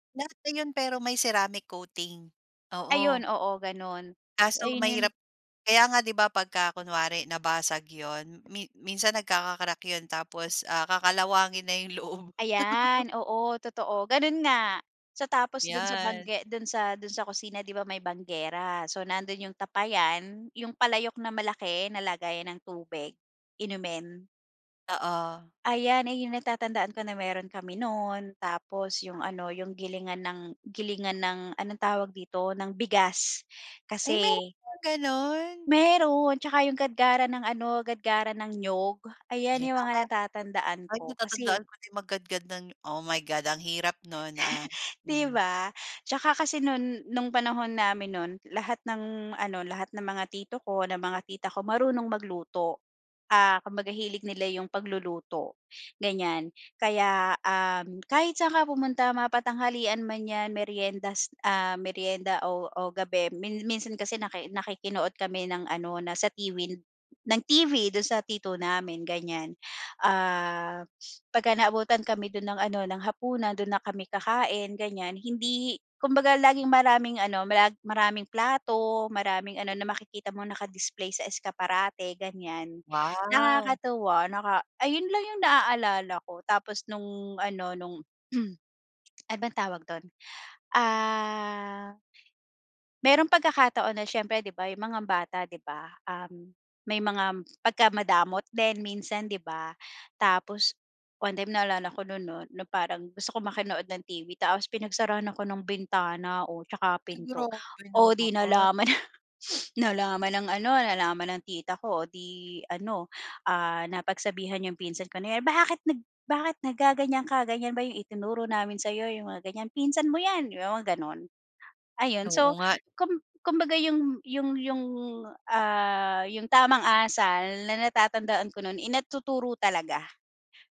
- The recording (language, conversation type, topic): Filipino, podcast, Ano ang unang alaala mo tungkol sa pamilya noong bata ka?
- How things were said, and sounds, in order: laughing while speaking: "loob"; laugh; "Yes" said as "Yas"; dog barking; laugh; stressed: "T-V"; other background noise; throat clearing; drawn out: "ah"; tapping; snort; sniff